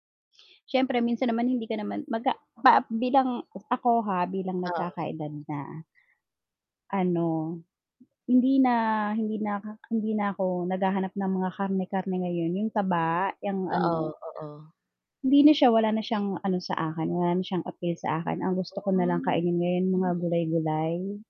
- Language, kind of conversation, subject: Filipino, unstructured, Ano ang paborito mong gawin upang manatiling malusog?
- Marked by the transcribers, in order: other background noise; unintelligible speech; static; mechanical hum; distorted speech